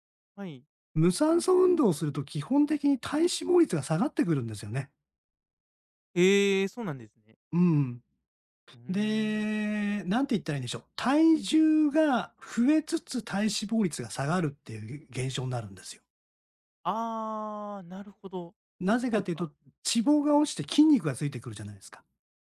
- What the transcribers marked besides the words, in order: other background noise
- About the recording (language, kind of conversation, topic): Japanese, advice, トレーニングの効果が出ず停滞して落ち込んでいるとき、どうすればよいですか？